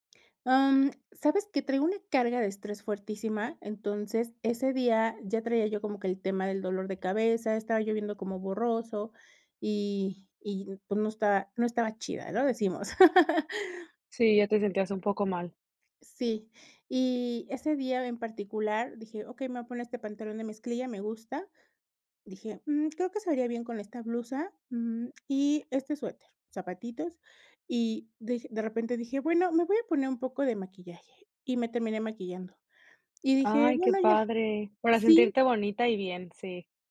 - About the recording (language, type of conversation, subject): Spanish, podcast, ¿Qué pequeños cambios recomiendas para empezar a aceptarte hoy?
- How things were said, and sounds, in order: tapping; laugh